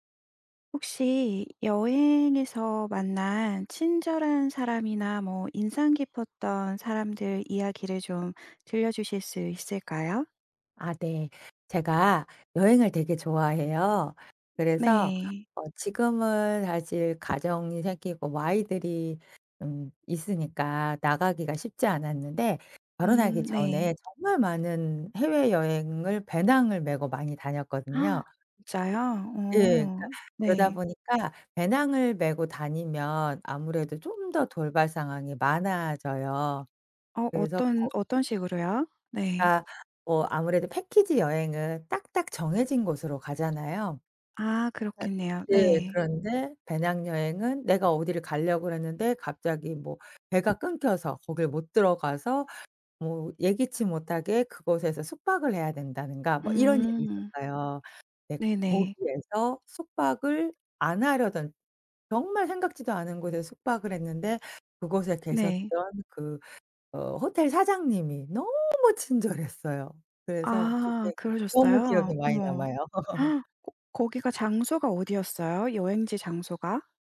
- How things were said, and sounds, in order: other background noise; gasp; gasp; laugh
- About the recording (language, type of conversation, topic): Korean, podcast, 여행 중에 만난 친절한 사람에 대해 이야기해 주실 수 있나요?